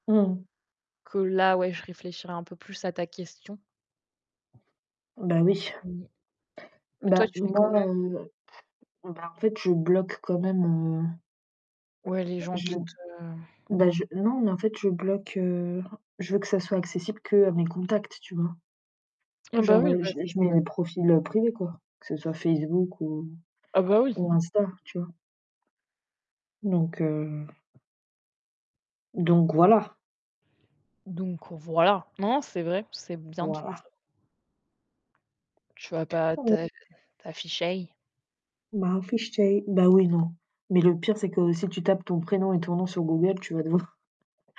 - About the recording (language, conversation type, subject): French, unstructured, Quelle est votre relation avec les réseaux sociaux ?
- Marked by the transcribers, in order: tapping; distorted speech; other background noise; stressed: "voilà"; put-on voice: "t'afficher"; unintelligible speech; chuckle